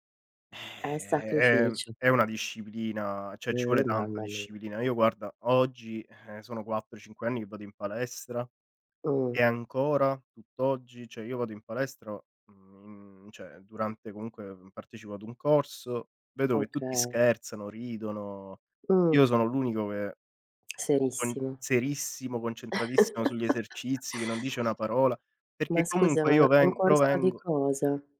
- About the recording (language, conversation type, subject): Italian, unstructured, Qual è l’attività fisica ideale per te per rimanere in forma?
- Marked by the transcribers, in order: exhale; "cioè" said as "ceh"; "cioè" said as "ceh"; "cioè" said as "ceh"; other background noise; chuckle